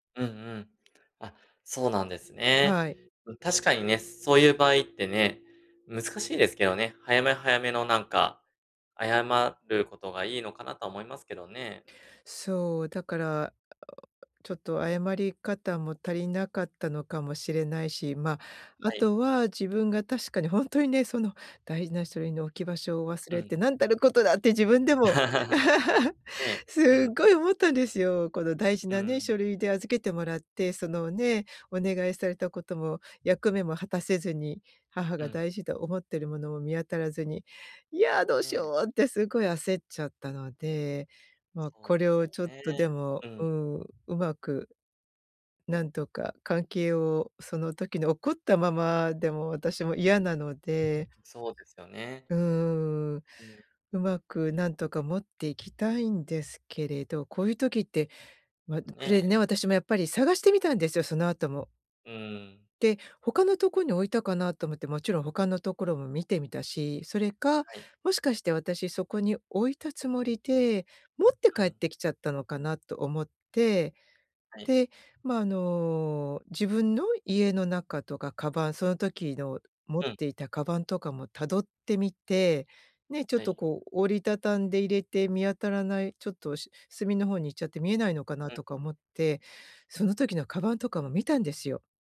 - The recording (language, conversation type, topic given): Japanese, advice, ミスを認めて関係を修復するためには、どのような手順で信頼を回復すればよいですか？
- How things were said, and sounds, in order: other background noise; tapping; laugh; chuckle